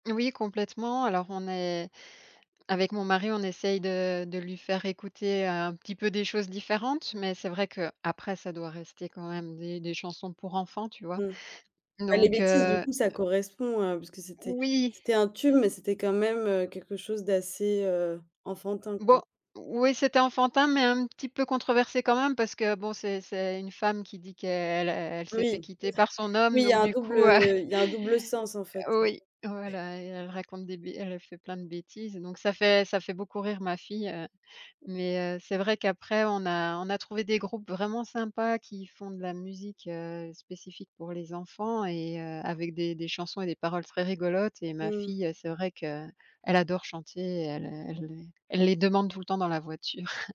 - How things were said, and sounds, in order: chuckle; chuckle; other background noise; chuckle
- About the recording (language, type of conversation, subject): French, podcast, Quelle chanson te ramène directement à ton enfance ?